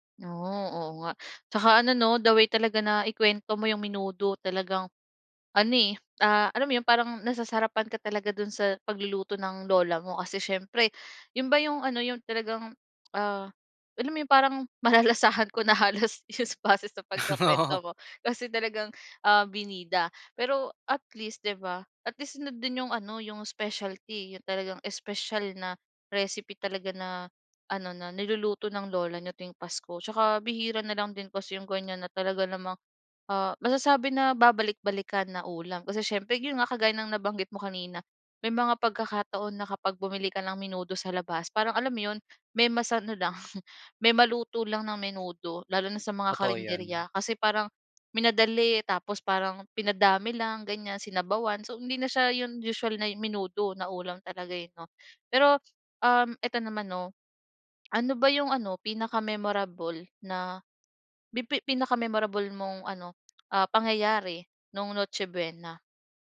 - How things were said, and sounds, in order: in English: "the way"; laughing while speaking: "malalasahan ko na halos sa, base sa pagkukuwento mo"; laughing while speaking: "Oo"; in English: "at least"; in English: "at least"; chuckle
- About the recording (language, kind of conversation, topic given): Filipino, podcast, Ano ang palaging nasa hapag ninyo tuwing Noche Buena?